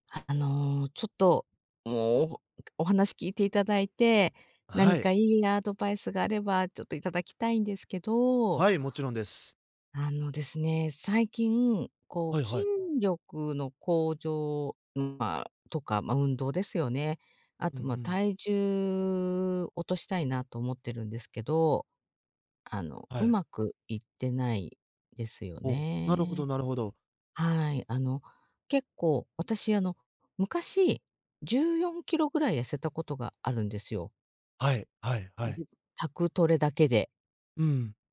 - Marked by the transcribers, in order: other background noise
- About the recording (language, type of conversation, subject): Japanese, advice, 筋力向上や体重減少が停滞しているのはなぜですか？